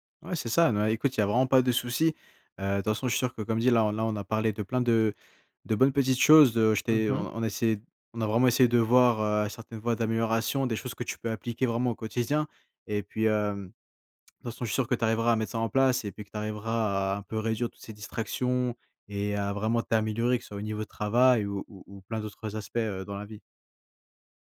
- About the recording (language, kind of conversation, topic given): French, advice, Quelles sont tes distractions les plus fréquentes (notifications, réseaux sociaux, courriels) ?
- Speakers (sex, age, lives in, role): male, 20-24, France, advisor; male, 20-24, France, user
- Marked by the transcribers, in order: other background noise